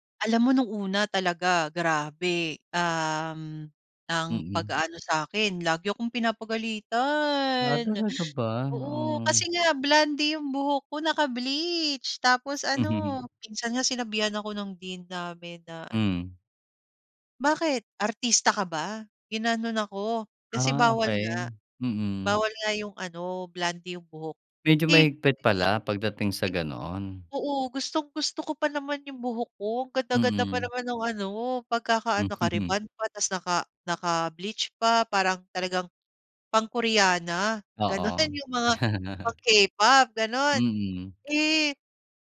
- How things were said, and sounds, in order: unintelligible speech; chuckle; chuckle
- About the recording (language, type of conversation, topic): Filipino, podcast, Puwede mo bang ikuwento kung paano nagsimula ang paglalakbay mo sa pag-aaral?